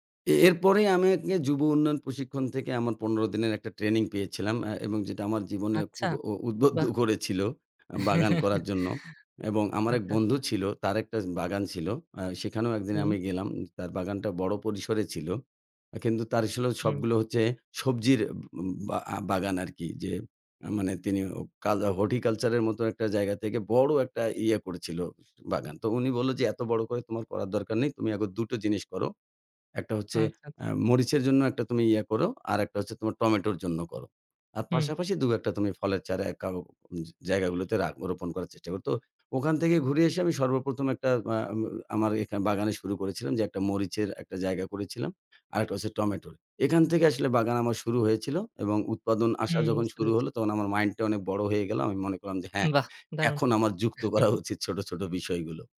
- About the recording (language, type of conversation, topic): Bengali, podcast, যদি আপনি বাগান করা নতুন করে শুরু করেন, তাহলে কোথা থেকে শুরু করবেন?
- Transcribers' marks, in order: laughing while speaking: "উদবদ্ধ"; "উদ্বুদ্ধ" said as "উদবদ্ধ"; chuckle; in English: "horticulture"; other background noise; laughing while speaking: "উচিত"; chuckle